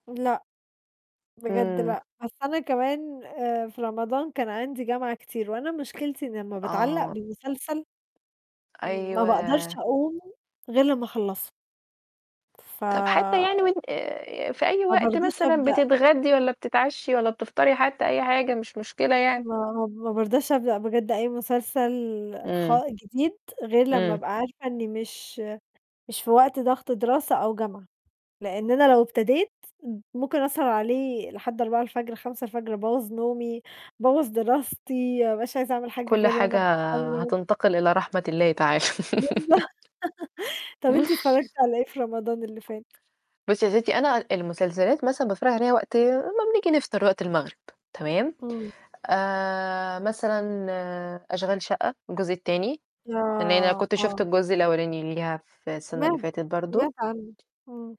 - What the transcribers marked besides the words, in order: tapping; other noise; unintelligible speech; laughing while speaking: "بالضبط"; laugh; distorted speech
- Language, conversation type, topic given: Arabic, unstructured, إيه أحسن فيلم اتفرجت عليه قريب وليه عجبك؟